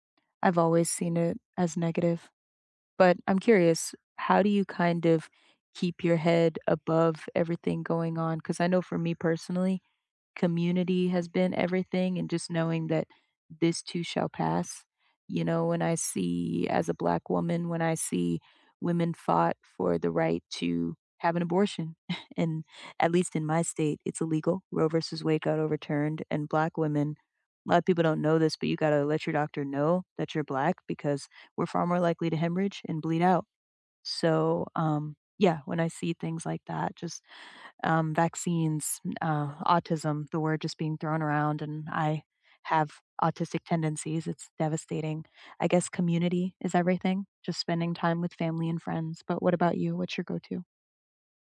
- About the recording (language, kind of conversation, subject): English, unstructured, What are your go-to ways to keep up with new laws and policy changes?
- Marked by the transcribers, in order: tapping; chuckle